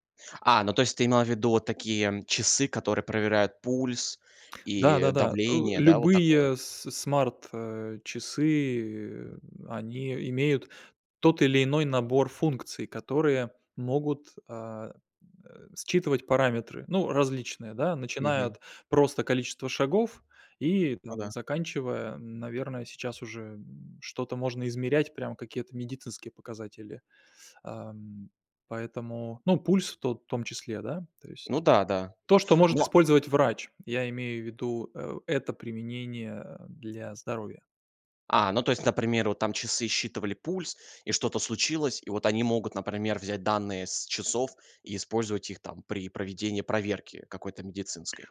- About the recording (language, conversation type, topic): Russian, podcast, Какие изменения принесут технологии в сфере здоровья и медицины?
- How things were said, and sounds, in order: other background noise; tapping